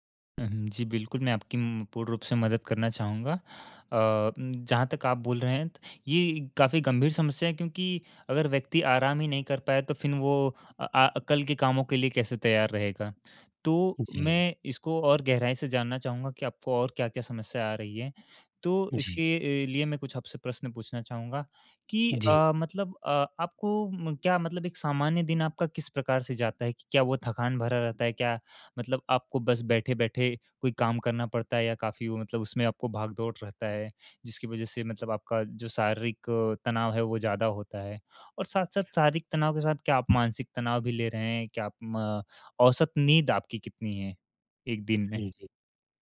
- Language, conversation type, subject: Hindi, advice, मुझे आराम करने का समय नहीं मिल रहा है, मैं क्या करूँ?
- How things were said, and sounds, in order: tapping